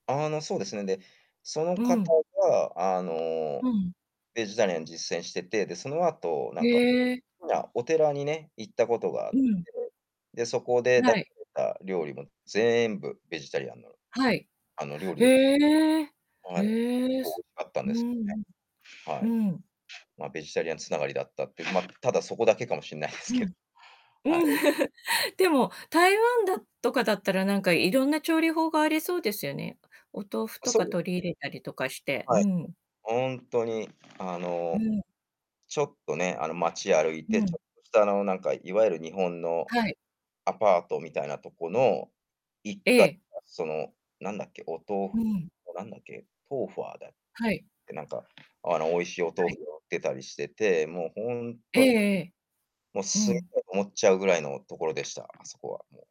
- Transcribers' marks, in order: other background noise; distorted speech; static; laughing while speaking: "そこだけかもしんないですけど。はい"; laughing while speaking: "うん"
- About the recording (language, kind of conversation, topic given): Japanese, unstructured, 旅先で出会った人の中で、特に印象に残っている人はいますか？
- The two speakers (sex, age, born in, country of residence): female, 50-54, Japan, Japan; male, 45-49, Japan, United States